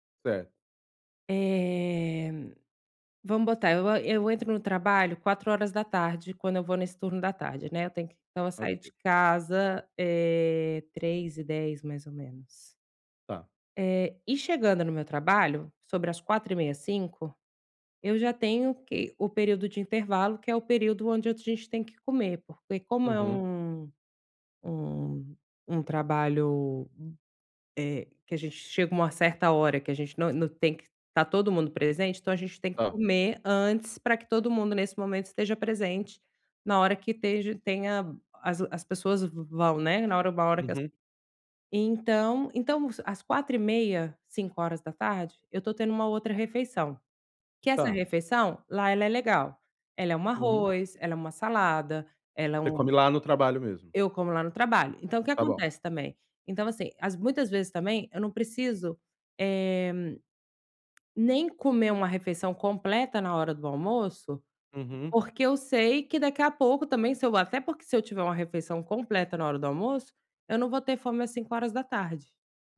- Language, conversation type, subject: Portuguese, advice, Como decido o que fazer primeiro no meu dia?
- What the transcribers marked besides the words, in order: tapping